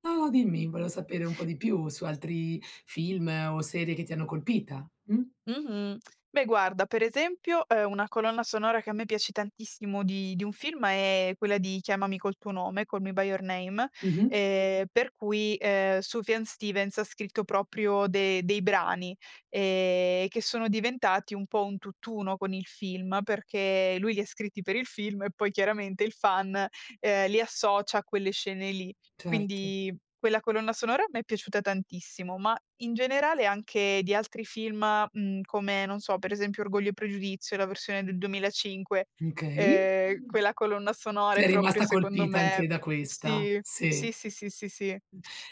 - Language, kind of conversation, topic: Italian, podcast, Che ruolo ha la colonna sonora nei tuoi film preferiti?
- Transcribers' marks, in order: other background noise